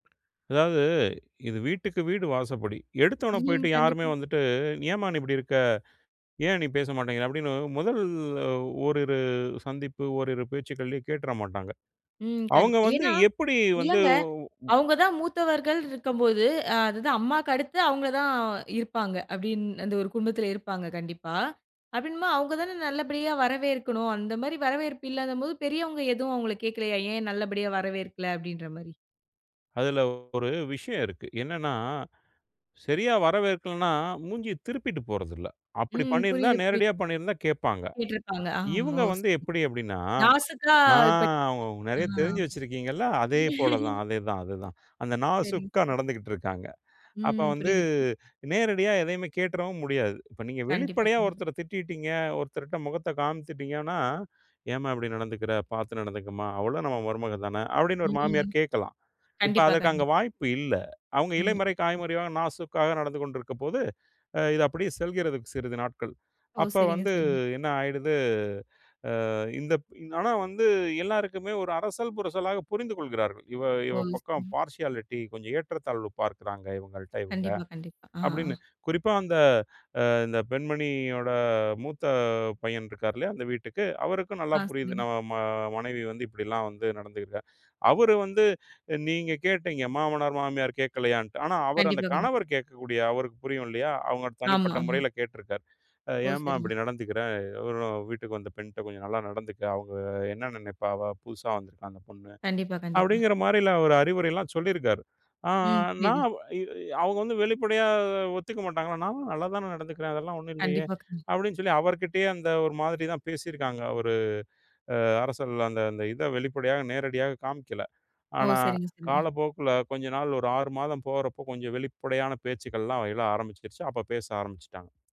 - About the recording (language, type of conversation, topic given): Tamil, podcast, புதியவர்களை வரவேற்பதில் பின்பற்ற வேண்டிய நல்ல நடைமுறைகள் என்னென்ன?
- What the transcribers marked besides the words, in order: other background noise; chuckle; in English: "பார்சியாலிட்டி"